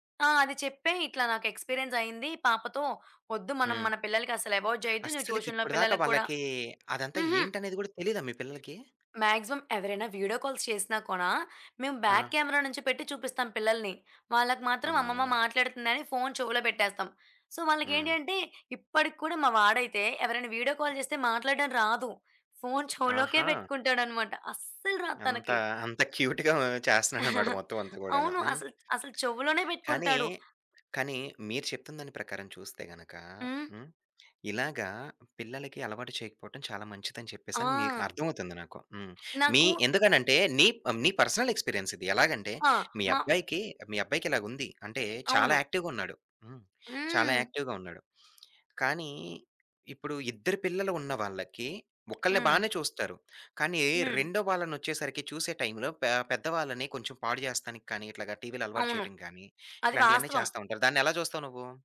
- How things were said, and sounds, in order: in English: "అవాయిడ్"; in English: "ట్యూషన్‌లో"; other background noise; in English: "మాక్సిమం"; tapping; in English: "వీడియో కాల్స్"; in English: "బాక్ కెమెరా"; in English: "సో"; in English: "వీడియో కాల్"; chuckle; in English: "క్యూట్‌గా"; giggle; in English: "పర్సనల్ ఎక్స్‌పీరియన్స్"; in English: "యాక్టివ్‌గున్నాడు"; in English: "యాక్టివ్‌గా"
- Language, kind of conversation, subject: Telugu, podcast, పిల్లల డిజిటల్ వినియోగాన్ని మీరు ఎలా నియంత్రిస్తారు?